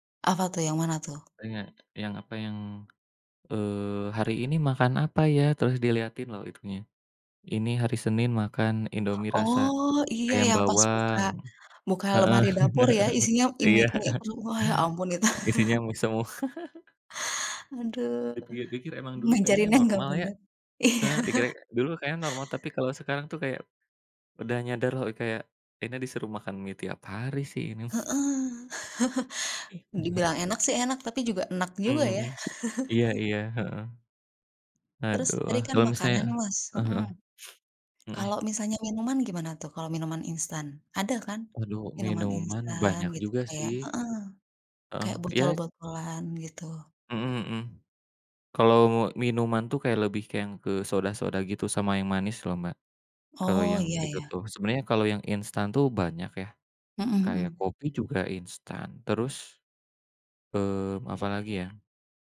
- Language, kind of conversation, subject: Indonesian, unstructured, Apakah generasi muda terlalu sering mengonsumsi makanan instan?
- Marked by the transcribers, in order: tapping; other background noise; chuckle; laughing while speaking: "Iya"; laughing while speaking: "itu"; chuckle; laughing while speaking: "semua"; chuckle; laughing while speaking: "Ngajarinnya"; laughing while speaking: "Iya"; chuckle; chuckle